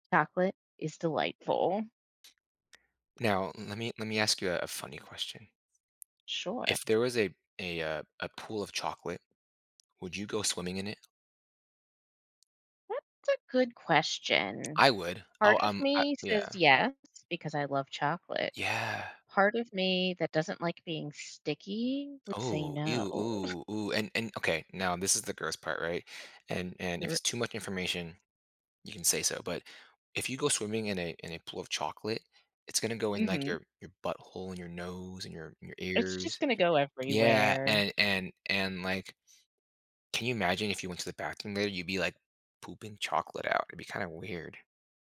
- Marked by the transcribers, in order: other background noise; tapping; chuckle
- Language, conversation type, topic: English, advice, How can I avoid disappointing a loved one?